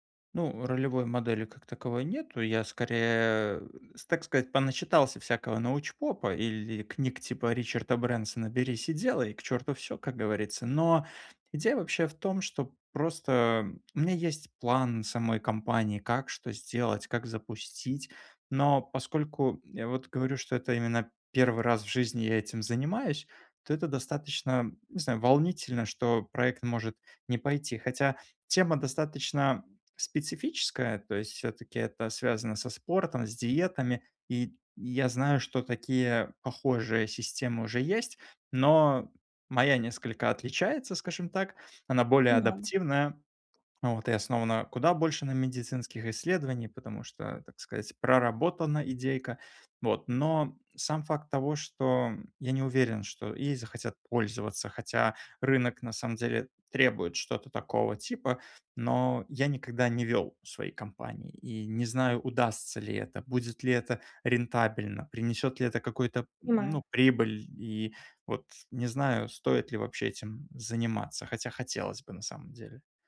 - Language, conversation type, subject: Russian, advice, Как понять, стоит ли сейчас менять карьерное направление?
- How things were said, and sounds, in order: tapping; unintelligible speech